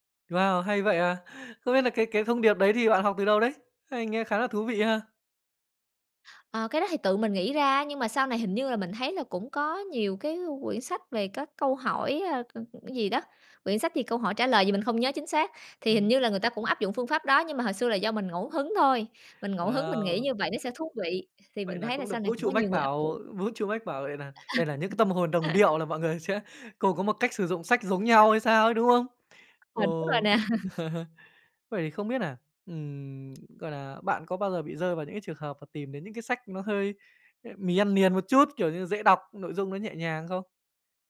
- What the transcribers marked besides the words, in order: tapping; other background noise; unintelligible speech; laugh; unintelligible speech; chuckle
- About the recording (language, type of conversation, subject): Vietnamese, podcast, Bạn thường tìm cảm hứng cho sở thích của mình ở đâu?